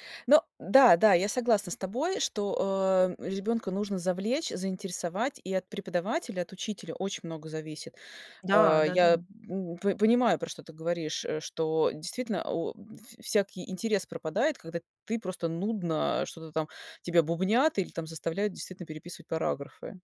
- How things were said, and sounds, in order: none
- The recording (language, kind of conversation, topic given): Russian, podcast, Что для тебя важнее: оценки или понимание?